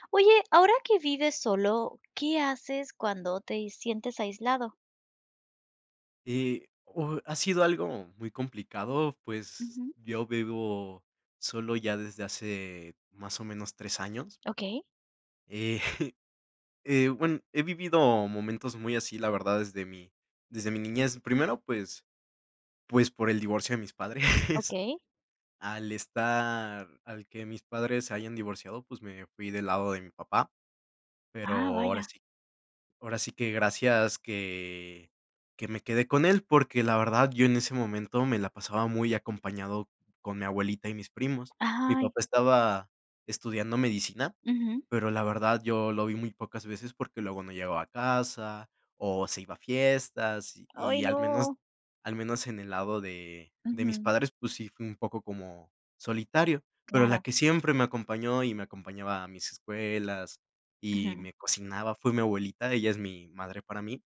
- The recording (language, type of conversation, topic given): Spanish, podcast, ¿Qué haces cuando te sientes aislado?
- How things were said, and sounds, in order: chuckle; laughing while speaking: "padres"